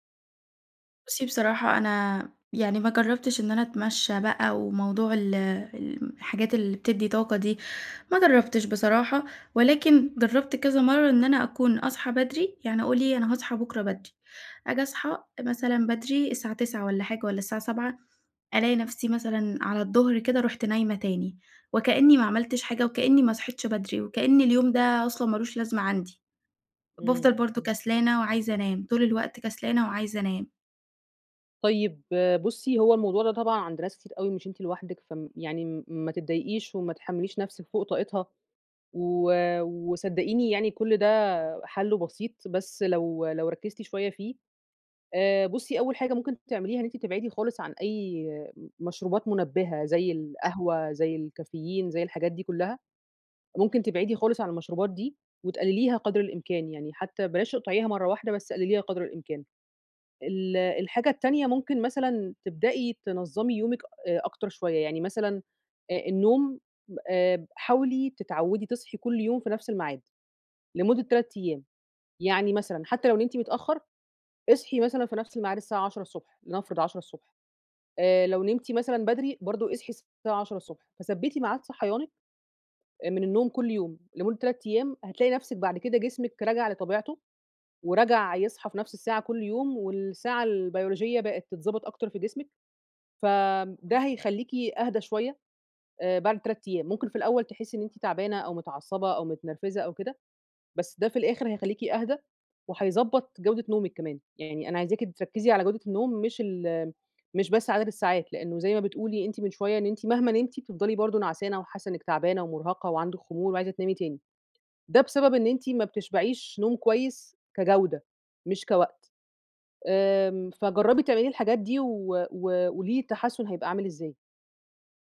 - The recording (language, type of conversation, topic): Arabic, advice, ليه بصحى تعبان رغم إني بنام كويس؟
- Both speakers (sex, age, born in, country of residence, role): female, 20-24, Egypt, Egypt, user; female, 30-34, United Arab Emirates, Egypt, advisor
- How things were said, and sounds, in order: unintelligible speech; other background noise; unintelligible speech; unintelligible speech